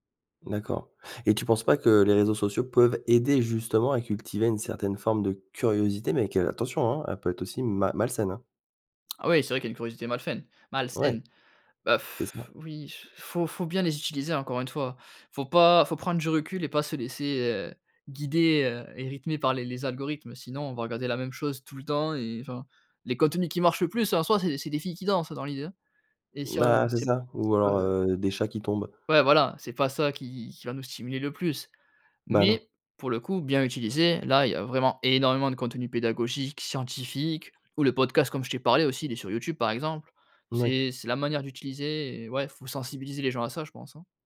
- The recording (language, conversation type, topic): French, podcast, Comment cultives-tu ta curiosité au quotidien ?
- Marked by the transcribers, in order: stressed: "curiosité"; "malsaine-" said as "malfaine"; sigh; stressed: "énormément"